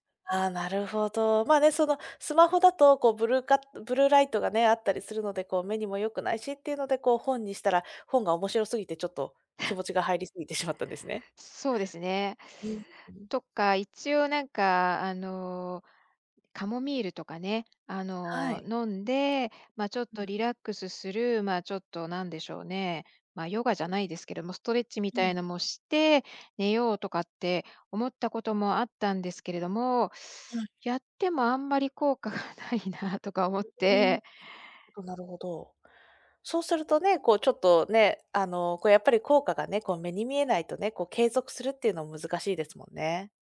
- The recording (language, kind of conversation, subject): Japanese, advice, 就寝前にスマホが手放せなくて眠れないのですが、どうすればやめられますか？
- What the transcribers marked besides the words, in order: laughing while speaking: "効果がないなとか思って"; unintelligible speech